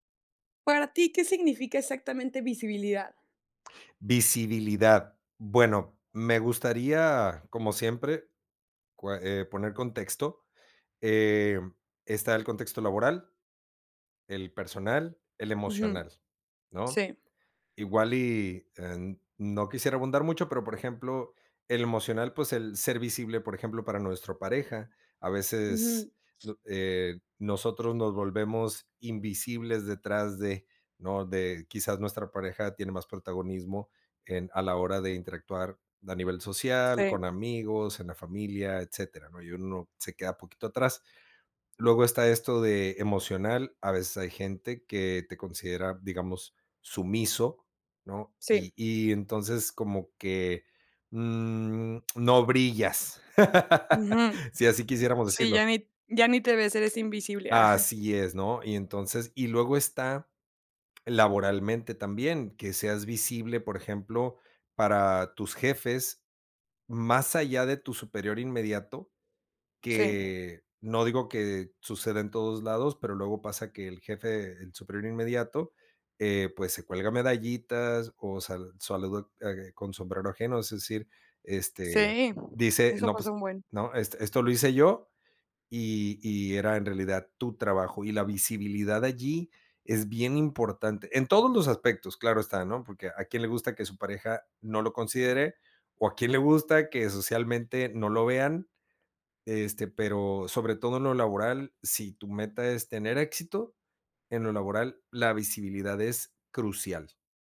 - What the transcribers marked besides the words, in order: laugh
- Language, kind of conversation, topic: Spanish, podcast, ¿Por qué crees que la visibilidad es importante?